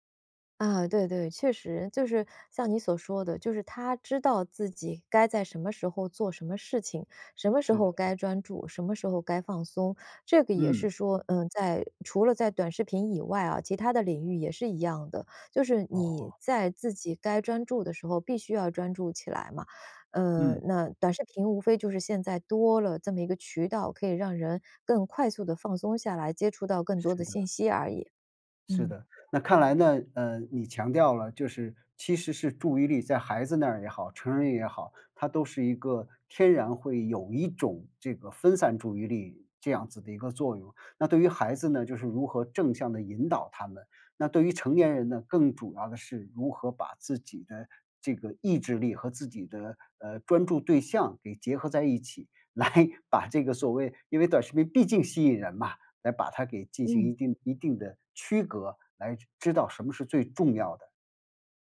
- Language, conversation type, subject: Chinese, podcast, 你怎么看短视频对注意力的影响？
- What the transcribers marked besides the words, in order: other background noise; laughing while speaking: "来"